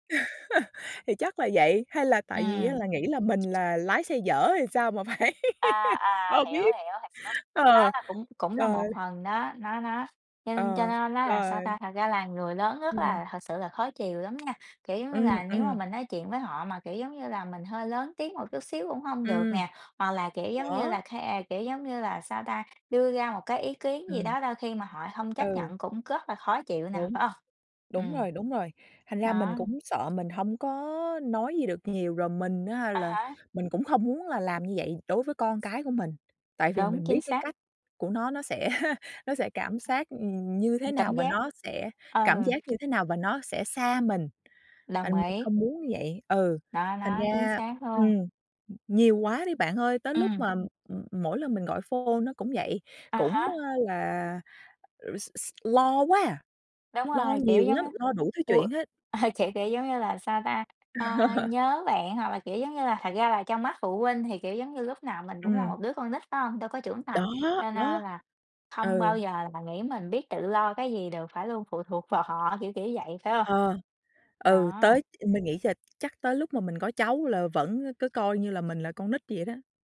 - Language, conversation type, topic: Vietnamese, unstructured, Theo bạn, điều gì quan trọng nhất trong một mối quan hệ?
- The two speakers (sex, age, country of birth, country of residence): female, 30-34, Vietnam, United States; female, 40-44, Vietnam, United States
- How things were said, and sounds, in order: laugh; tapping; other background noise; unintelligible speech; laughing while speaking: "phải"; laugh; laughing while speaking: "sẽ"; in English: "phone"; chuckle; laugh